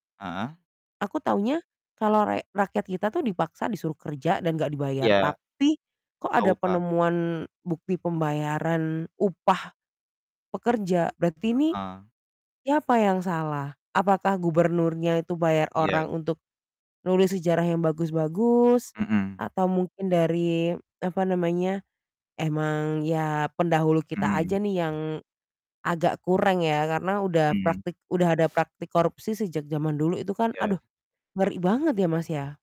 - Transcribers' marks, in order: distorted speech; "kurang" said as "kureng"; static
- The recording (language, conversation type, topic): Indonesian, unstructured, Bagaimana jadinya jika sejarah ditulis ulang tanpa berlandaskan fakta yang sebenarnya?